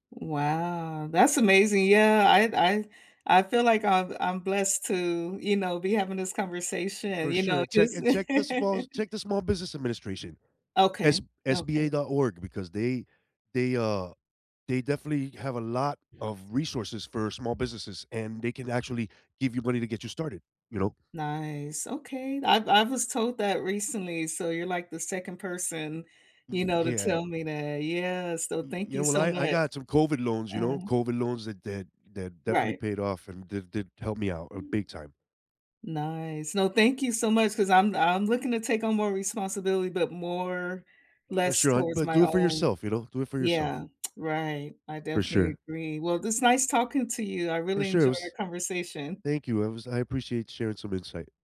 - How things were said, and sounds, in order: other background noise; chuckle; tapping; lip smack
- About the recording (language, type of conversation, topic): English, unstructured, What’s your strategy for asking for more responsibility?
- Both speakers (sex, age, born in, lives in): female, 45-49, United States, United States; male, 40-44, Dominican Republic, United States